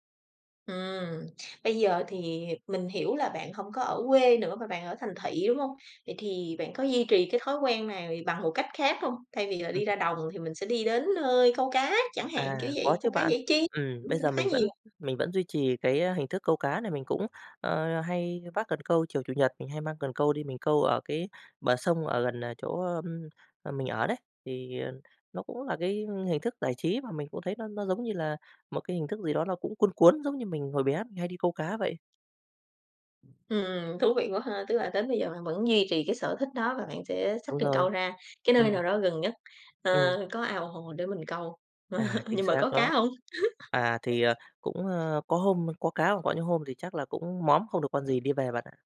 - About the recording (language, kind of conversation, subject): Vietnamese, podcast, Kỉ niệm nào gắn liền với một sở thích thời thơ ấu của bạn?
- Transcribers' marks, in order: other background noise; laugh